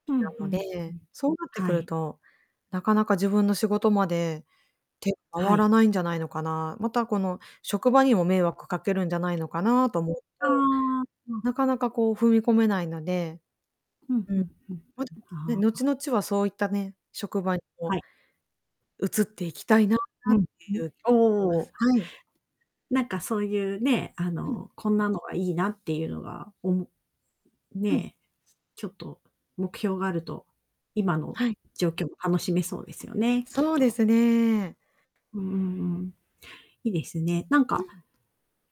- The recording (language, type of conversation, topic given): Japanese, podcast, 仕事を選ぶとき、給料とやりがいのどちらを重視しますか、それは今と将来で変わりますか？
- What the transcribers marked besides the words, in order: distorted speech; other background noise